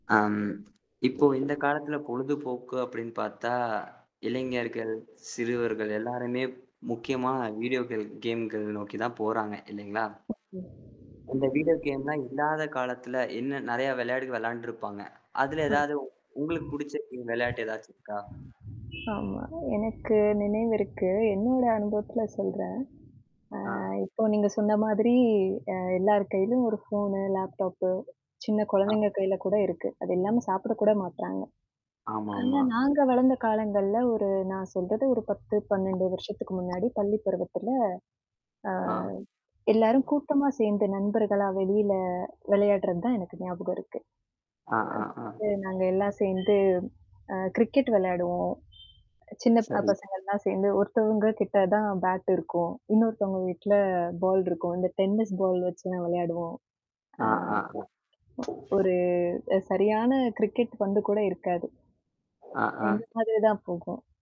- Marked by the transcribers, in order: static; in English: "வீடியோக்கள் கேம்கள"; tapping; unintelligible speech; other noise; other background noise; horn; distorted speech; mechanical hum; tsk
- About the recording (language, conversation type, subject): Tamil, podcast, வீடியோ கேம்கள் இல்லாத காலத்தில் நீங்கள் விளையாடிய விளையாட்டுகளைப் பற்றிய நினைவுகள் உங்களுக்குள்ளதா?